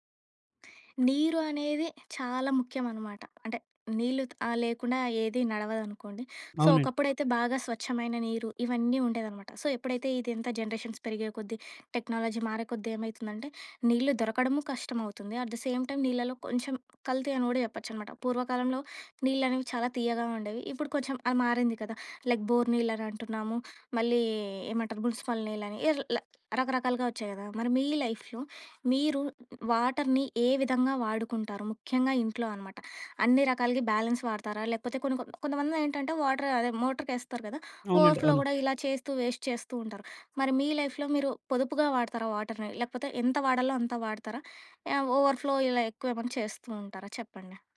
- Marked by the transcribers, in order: in English: "సో"; in English: "సో"; in English: "జనరేషన్స్"; in English: "టెక్నాలజీ"; in English: "ఎట్ ది సేమ్ టైమ్"; in English: "లైక్ బోర్"; in English: "మునిసిపల్"; tapping; in English: "లైఫ్‌లో"; in English: "వాటర్‌ని"; in English: "బ్యాలెన్స్"; in English: "వాటర్"; in English: "ఓవర్ ఫ్లో"; in English: "వేస్ట్"; in English: "లైఫ్‌లో"; in English: "వాటర్‌ని?"; in English: "ఓవర్ ఫ్లో"
- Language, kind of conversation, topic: Telugu, podcast, ఇంట్లో నీటిని ఆదా చేయడానికి మనం చేయగల పనులు ఏమేమి?